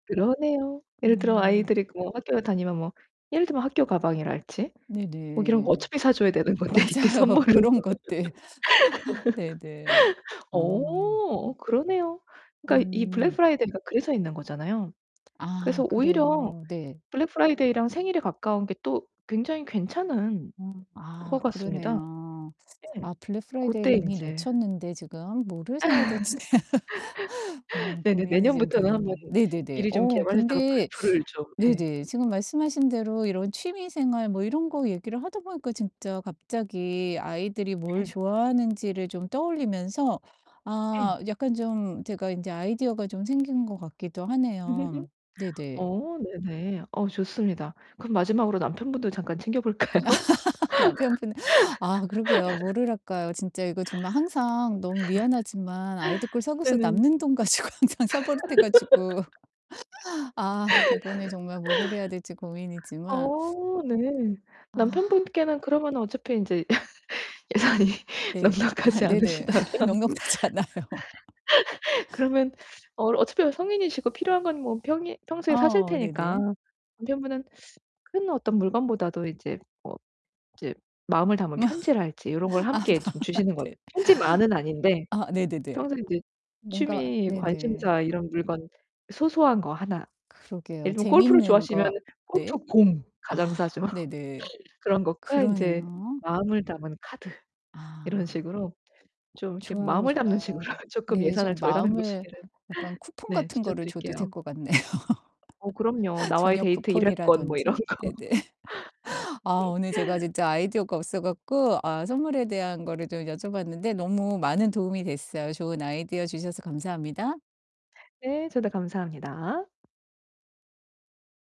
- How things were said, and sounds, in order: distorted speech; laughing while speaking: "맞아요. 그런 것들"; laugh; laughing while speaking: "건데 이때 선물을"; laugh; other background noise; put-on voice: "블랙프라이데이를"; tapping; laugh; laugh; laugh; gasp; laughing while speaking: "챙겨볼까요?"; laugh; laugh; laugh; laughing while speaking: "가지고"; laugh; laughing while speaking: "예산이 넉넉하지 않으시다면"; laugh; laugh; laughing while speaking: "넉넉대지 않아요"; teeth sucking; laugh; laughing while speaking: "아빠한테"; laughing while speaking: "싸죠"; laughing while speaking: "식으로"; mechanical hum; laughing while speaking: "같네요"; laugh; laughing while speaking: "네네"; laughing while speaking: "이런 거"; laugh
- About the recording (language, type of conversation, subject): Korean, advice, 예산 안에서 쉽게 멋진 선물을 고르려면 어떤 기준으로 선택하면 좋을까요?